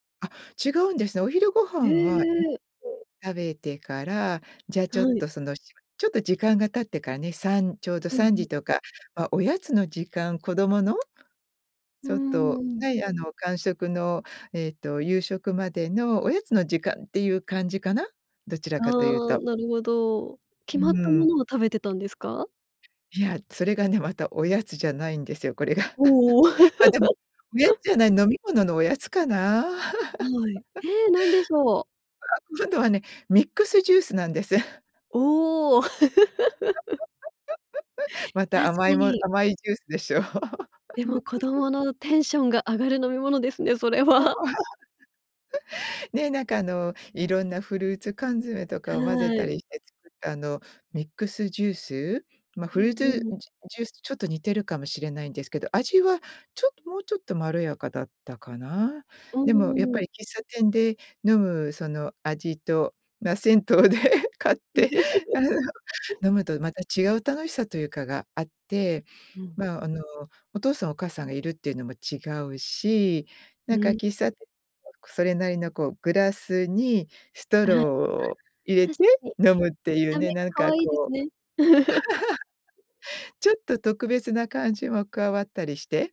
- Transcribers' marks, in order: unintelligible speech; laugh; chuckle; chuckle; chuckle; laugh; chuckle; laughing while speaking: "それは"; chuckle; laugh; laughing while speaking: "銭湯で買って"; chuckle; unintelligible speech; unintelligible speech; chuckle
- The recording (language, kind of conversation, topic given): Japanese, podcast, 子どもの頃にほっとする味として思い出すのは何ですか？